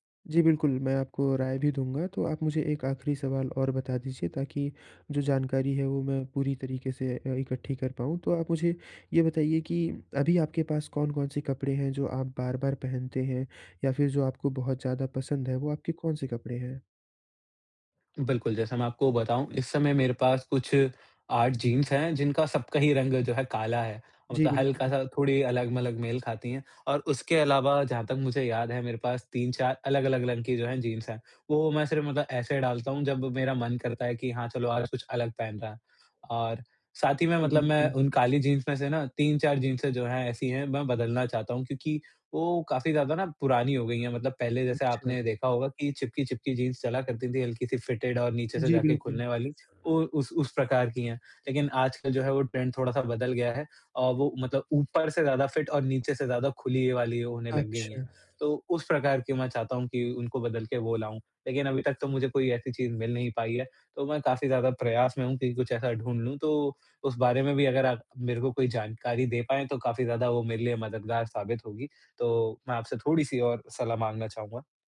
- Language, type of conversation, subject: Hindi, advice, कपड़े और फैशन चुनने में मुझे मुश्किल होती है—मैं कहाँ से शुरू करूँ?
- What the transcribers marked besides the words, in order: tapping; "रंग" said as "लंग"; in English: "फिटेड"; in English: "ट्रेंड"; in English: "फिट"; other background noise